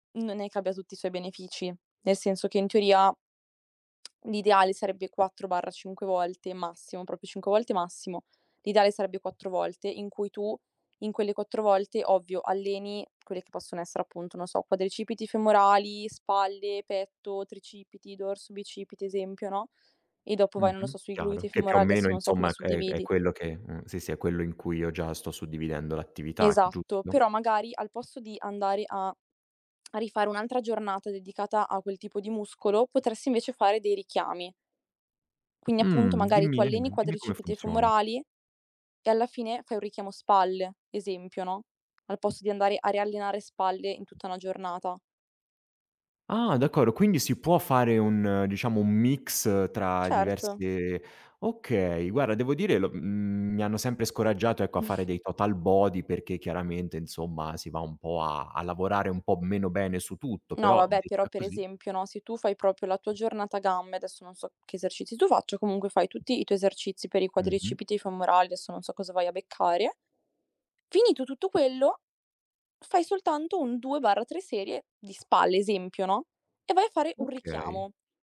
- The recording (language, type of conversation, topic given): Italian, advice, Perché recupero fisicamente in modo insufficiente dopo allenamenti intensi?
- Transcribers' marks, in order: other background noise; "proprio" said as "propio"; tongue click; tapping; chuckle